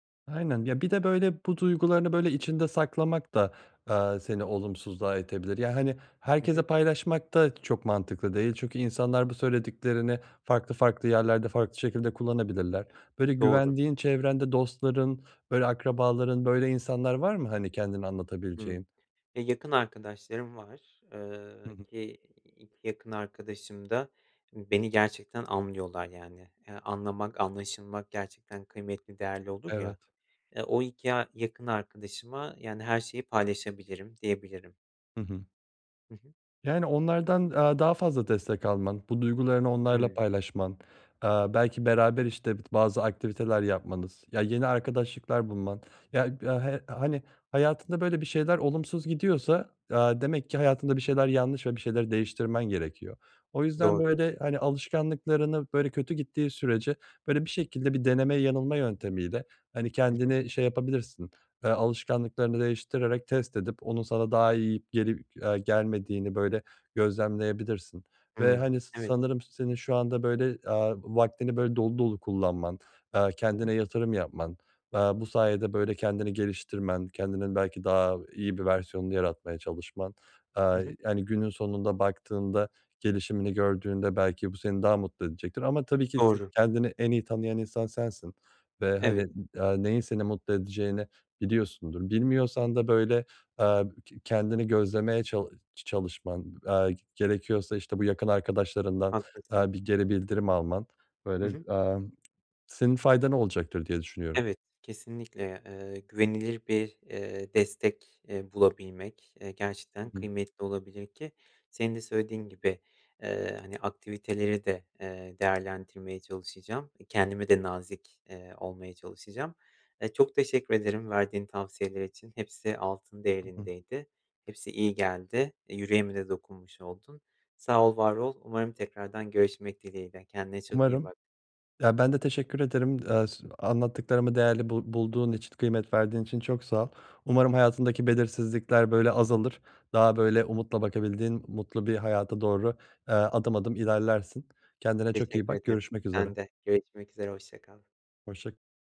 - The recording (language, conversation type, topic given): Turkish, advice, Duygusal denge ve belirsizlik
- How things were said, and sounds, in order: other background noise; unintelligible speech; tapping